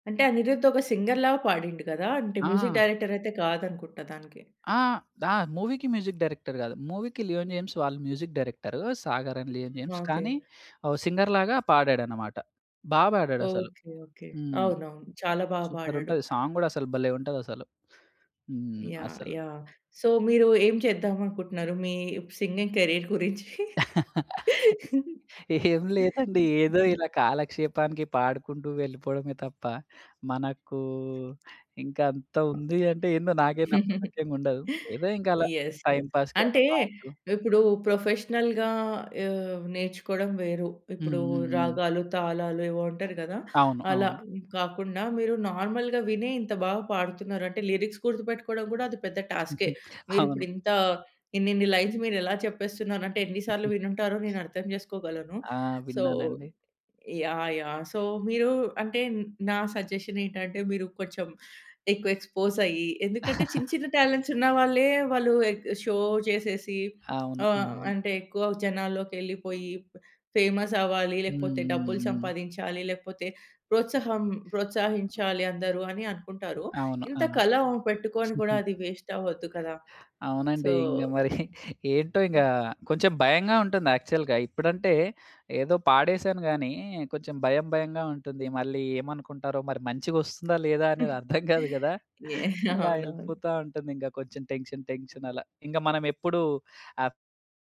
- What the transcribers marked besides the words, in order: in English: "సింగర్‌లా"; in English: "మ్యూజిక్ డైరెక్టర్"; other background noise; in English: "మూవీ‌కి మ్యూజిక్ డైరెక్టర్"; in English: "అండ్"; in English: "సింగర్"; in English: "సాంగ్"; in English: "సో"; in English: "సింగింగ్ కేరియర్"; laugh; chuckle; in English: "టైమ్ పాస్‌కి"; in English: "యస్. యస్"; in English: "ప్రొఫెషనల్‌గా"; in English: "నార్మల్‌గా"; in English: "లిరిక్స్"; in English: "లైన్స్"; in English: "సో"; in English: "సో"; in English: "ఎక్స్‌పోజ్"; chuckle; in English: "షో"; in English: "ఫేమస్"; giggle; laughing while speaking: "ఇంగ మరి ఏంటో"; in English: "వేస్ట్"; in English: "సో"; in English: "యాక్చువల్‌గా"; laughing while speaking: "అనేది అర్థం కాదు గదా! అలా వెళ్ళిపోతా ఉంటుంది"; laughing while speaking: "అవునవును"; in English: "టెన్షన్, టెన్షన్"
- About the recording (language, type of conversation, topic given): Telugu, podcast, ఏదైనా పాట మీ జీవితాన్ని మార్చిందా?